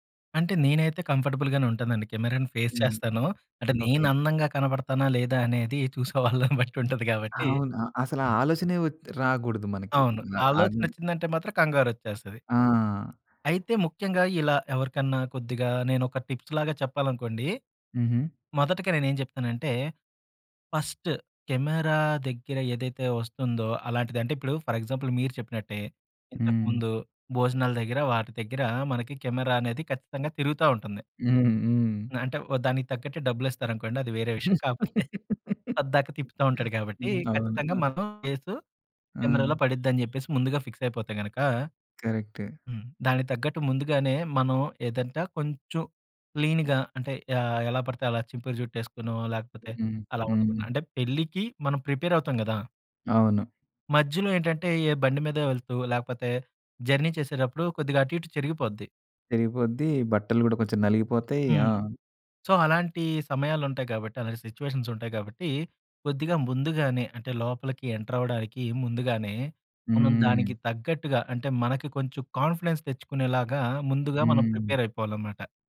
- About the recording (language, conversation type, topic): Telugu, podcast, కెమెరా ముందు ఆత్మవిశ్వాసంగా కనిపించేందుకు సులభమైన చిట్కాలు ఏమిటి?
- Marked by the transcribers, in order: in English: "కంఫర్టబుల్‍గానే"; in English: "ఫేస్"; chuckle; tapping; in English: "టిప్స్‌లాగా"; in English: "ఫస్ట్"; in English: "ఫర్ ఎగ్జాంపుల్"; laugh; giggle; in English: "క్లీన్‌గా"; in English: "జర్నీ"; in English: "సో"; in English: "సిట్యుయేషన్స్"; in English: "కాన్ఫిడెన్స్"